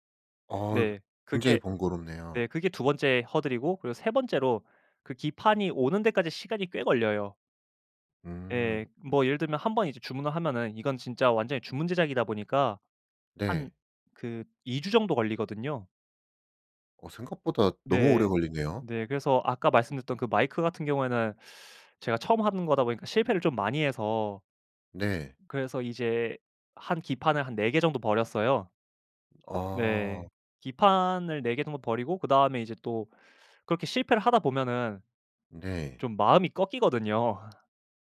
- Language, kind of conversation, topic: Korean, podcast, 취미를 오래 유지하는 비결이 있다면 뭐예요?
- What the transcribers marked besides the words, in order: tapping